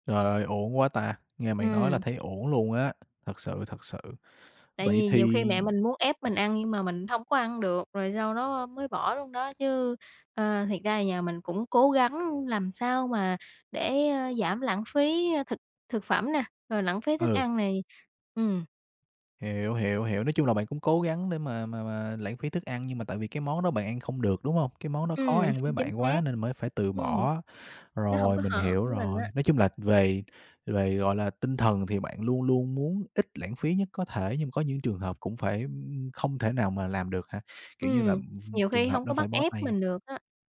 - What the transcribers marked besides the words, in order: tapping; other background noise; unintelligible speech
- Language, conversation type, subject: Vietnamese, podcast, Bạn có cách nào để giảm lãng phí thực phẩm hằng ngày không?